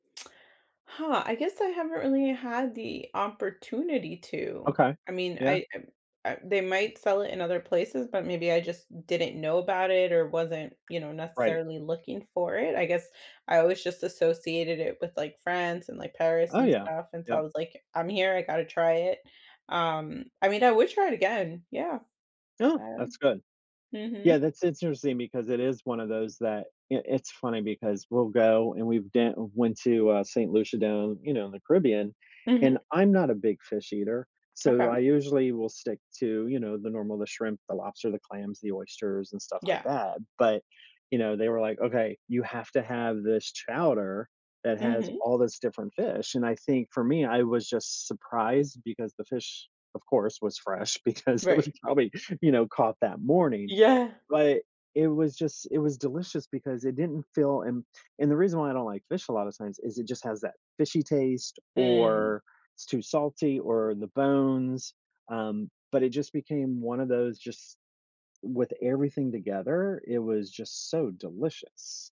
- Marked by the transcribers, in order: laughing while speaking: "because it was probably"
- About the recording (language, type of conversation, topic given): English, unstructured, How has trying new foods while traveling changed your perspective on different cultures?
- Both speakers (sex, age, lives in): female, 35-39, United States; male, 55-59, United States